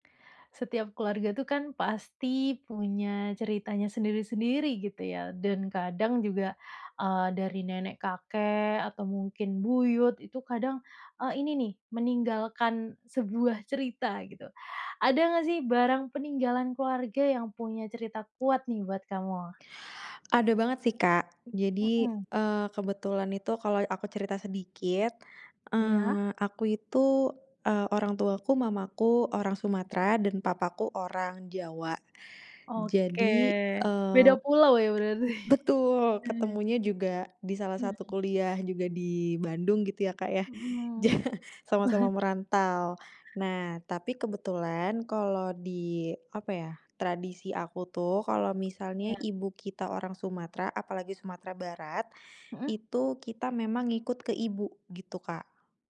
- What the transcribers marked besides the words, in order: tapping; laughing while speaking: "berarti"; laughing while speaking: "ja"; chuckle
- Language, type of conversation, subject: Indonesian, podcast, Apakah kamu punya barang peninggalan keluarga yang menyimpan cerita yang sangat berkesan?